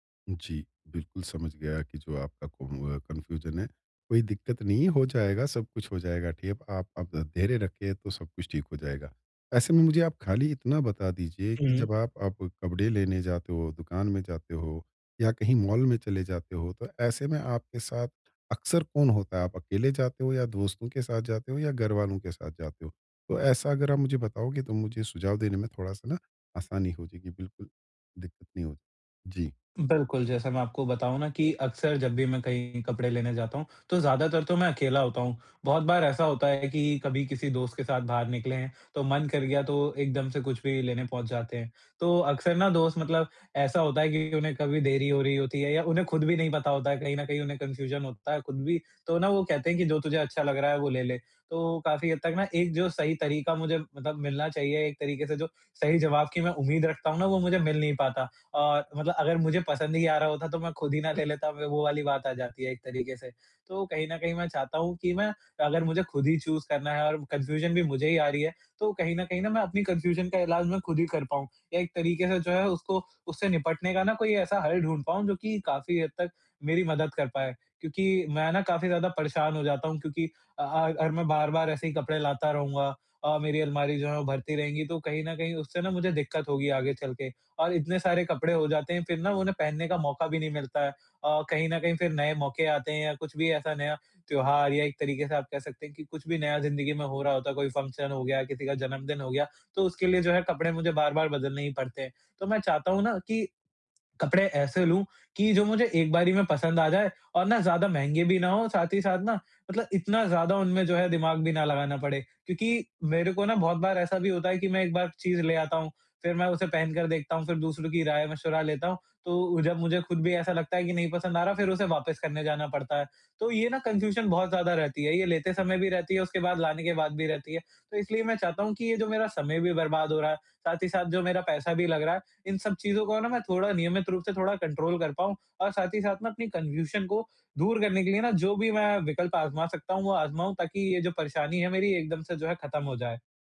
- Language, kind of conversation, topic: Hindi, advice, मेरे लिए किस तरह के कपड़े सबसे अच्छे होंगे?
- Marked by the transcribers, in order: in English: "कन्फ़्यूजन"; in English: "कन्फ़्यूजन"; in English: "चूज़"; in English: "कन्फ़्यूजन"; in English: "कन्फ़्यूजन"; other background noise; in English: "फ़ंक्शन"; in English: "कन्फ़्यूजन"; in English: "कंट्रोल"; in English: "कन्फ़्यूजन"